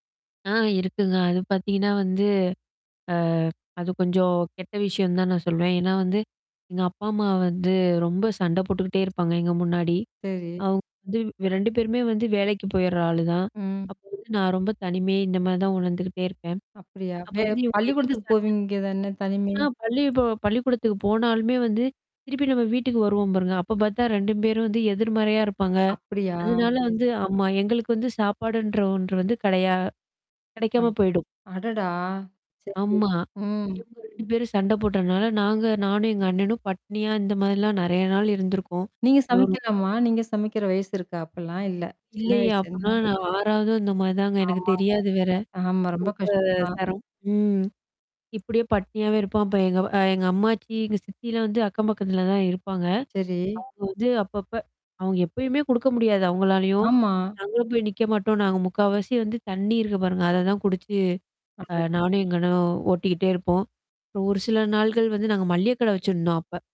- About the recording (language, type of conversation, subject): Tamil, podcast, உங்கள் சிறுவயது நினைவுகளில் முக்கியமான ஒரு சம்பவத்தைப் பற்றி சொல்ல முடியுமா?
- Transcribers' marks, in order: distorted speech; "அப்பல்லாம்" said as "அப்பன்னா"; tapping; unintelligible speech; "மளிகை" said as "மள்ளிய"